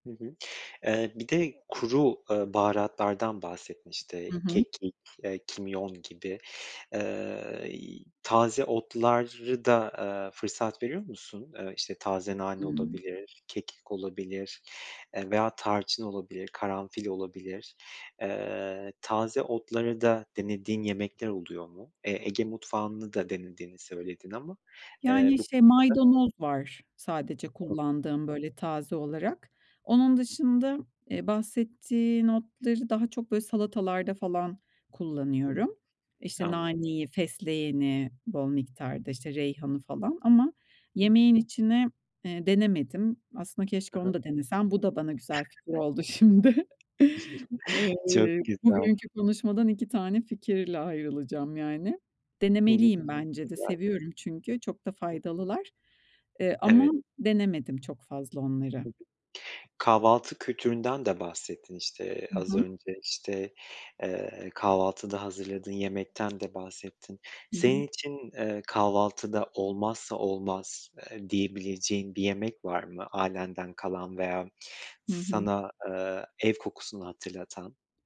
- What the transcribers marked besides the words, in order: unintelligible speech; unintelligible speech; chuckle; laughing while speaking: "şimdi"; chuckle
- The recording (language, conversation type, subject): Turkish, podcast, Bir yemeğe o "ev kokusu"nu veren şeyler nelerdir?